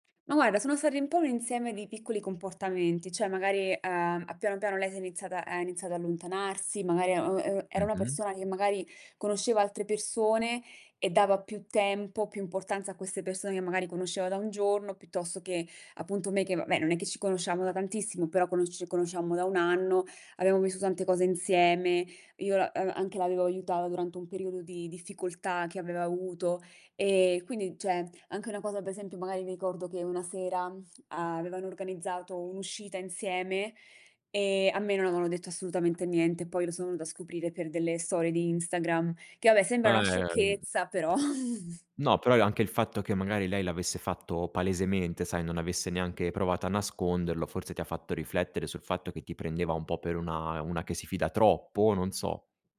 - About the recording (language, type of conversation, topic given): Italian, podcast, Che cosa ti fa fidare di qualcuno quando parla?
- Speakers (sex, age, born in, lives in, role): female, 30-34, Italy, Mexico, guest; male, 35-39, Italy, France, host
- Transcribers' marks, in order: "Cioè" said as "ceh"; other background noise; "visto" said as "vistu"; tapping; "cioè" said as "ceh"; "per" said as "pe"; "vabbè" said as "abbè"; chuckle